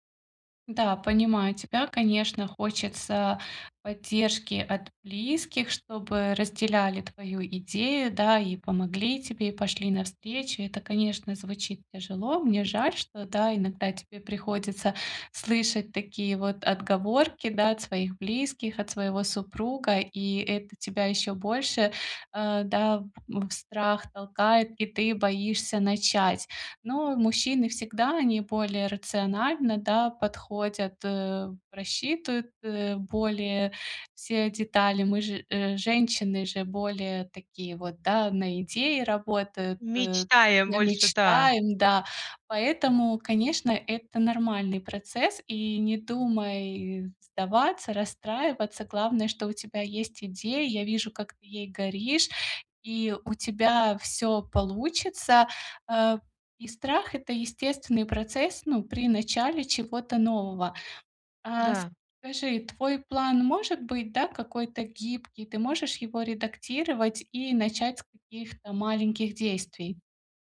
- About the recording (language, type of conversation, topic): Russian, advice, Как заранее увидеть и подготовиться к возможным препятствиям?
- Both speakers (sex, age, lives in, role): female, 35-39, Bulgaria, advisor; female, 45-49, United States, user
- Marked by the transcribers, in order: tapping